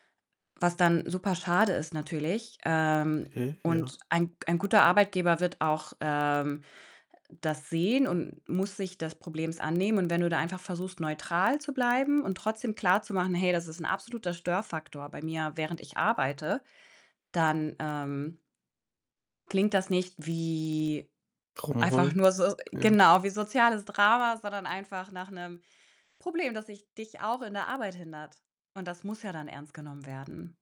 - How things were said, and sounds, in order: distorted speech; static; other background noise; drawn out: "wie"; joyful: "Drama"
- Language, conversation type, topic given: German, advice, Wie kann ich damit umgehen, wenn ein Kollege meine Arbeit wiederholt kritisiert und ich mich dadurch angegriffen fühle?